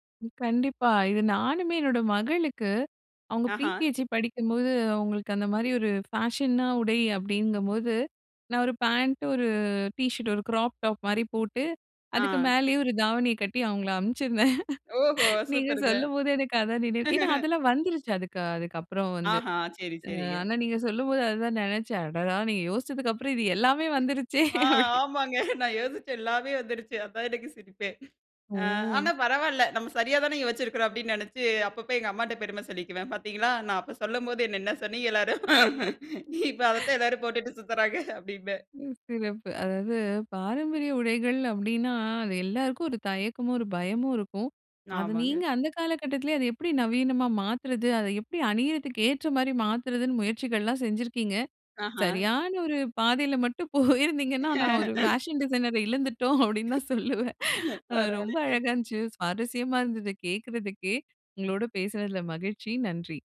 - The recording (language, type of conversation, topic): Tamil, podcast, பாரம்பரிய உடைகளை நவீனமாக மாற்றுவது பற்றி நீங்கள் என்ன நினைக்கிறீர்கள்?
- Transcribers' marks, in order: other noise; "பிரிகேஜி" said as "பிகேஜி"; in English: "ஃபேஷனா"; in English: "கிராப் டாப்"; laughing while speaking: "நீங்க சொல்லும்போது எனக்கு அதான் நினைவு"; laughing while speaking: "ஓஹோ! சூப்பர்ங்க"; chuckle; laughing while speaking: "நீங்க சொல்லும்போது அத தான் ணெனைச்சேன் … எல்லாமே வந்துருச்சே அப்டி"; laughing while speaking: "ஆ ஆமாங்க, நான் யோசிச்சேன் எல்லாமே வந்துருச்சு அதான் எனக்கு சிரிப்பேன்"; laughing while speaking: "இப்ப அதத்தான் எல்லாரும் போட்டுட்டு சுத்துறாங்க அப்டின்பேன்"; chuckle; laughing while speaking: "போயிருந்தீங்கன்னா, நான் ஒரு ஃபேஷன் டிசைனர இழந்துட்டோம் அப்டின்னு தான் சொல்லுவேன்"; laugh; in English: "ஃபேஷன் டிசைனர"; laughing while speaking: "பரவாயில்லைங்க"